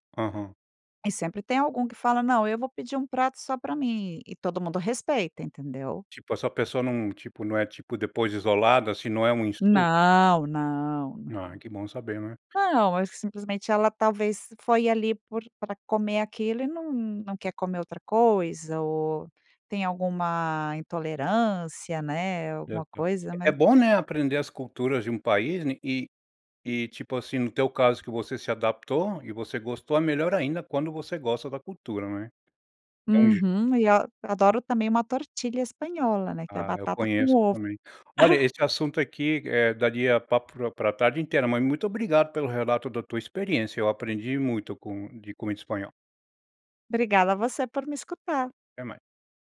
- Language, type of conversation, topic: Portuguese, podcast, Como a comida influenciou sua adaptação cultural?
- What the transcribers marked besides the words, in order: put-on voice: "tortilla"; laugh